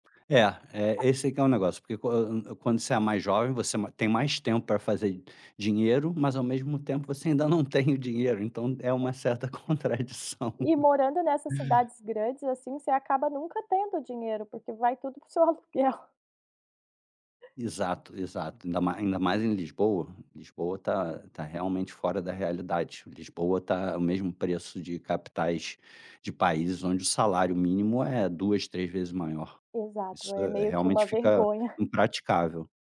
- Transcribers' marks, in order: chuckle; laughing while speaking: "não tem o dinheiro"; laughing while speaking: "contradição"; laughing while speaking: "aluguel"; laughing while speaking: "vergonha"
- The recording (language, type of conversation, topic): Portuguese, podcast, Como decidir entre comprar uma casa ou continuar alugando?